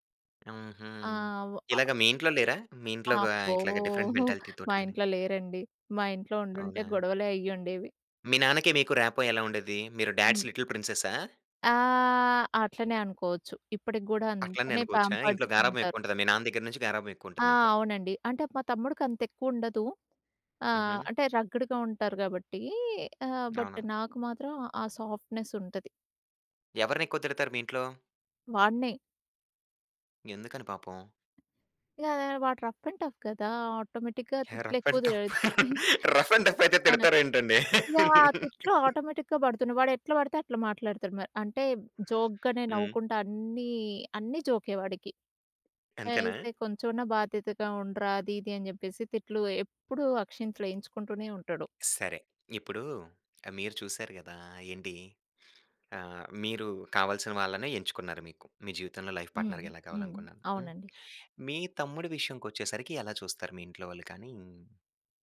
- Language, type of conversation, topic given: Telugu, podcast, అమ్మాయిలు, అబ్బాయిల పాత్రలపై వివిధ తరాల అభిప్రాయాలు ఎంతవరకు మారాయి?
- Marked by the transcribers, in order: tapping; in English: "డిఫరెంట్"; in English: "ర్యాపో"; in English: "డాడ్స్ లిటిల్"; in English: "పాంపర్డ్"; in English: "బట్"; in English: "సాఫ్ట్‌నెస్"; in English: "రఫ్ అండ్ టఫ్"; in English: "ఆటోమేటిక్‌గా"; laughing while speaking: "హే రఫ్ అండ్ టఫ్, రఫ్ అండ్ టఫ్ఫయితే తిడతారా ఏంటండి?"; in English: "రఫ్ అండ్ టఫ్, రఫ్ అండ్"; giggle; in English: "ఆటోమేటిక్‌గా"; in English: "జోక్‌గనే"; "ఐతే" said as "కైస్తె"; in English: "లైఫ్ పార్ట్నర్‌గా"